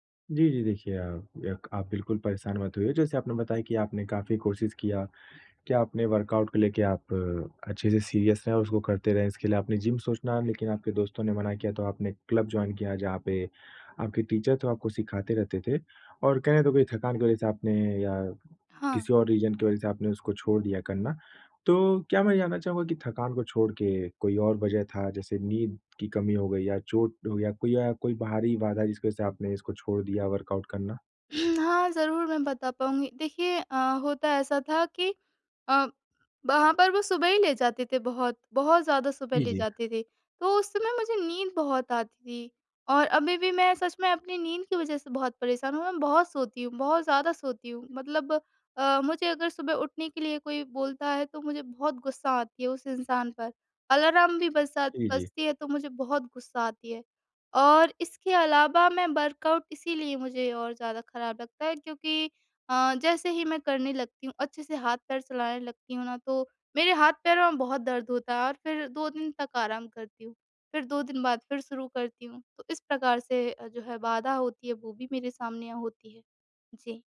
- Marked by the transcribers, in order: in English: "वर्कआउट"; in English: "सीरियस"; in English: "जॉइन"; in English: "टीचर"; in English: "रीज़न"; in English: "वर्कआउट"; other background noise; in English: "वर्कआउट"
- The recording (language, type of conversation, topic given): Hindi, advice, प्रदर्शन में ठहराव के बाद फिर से प्रेरणा कैसे पाएं?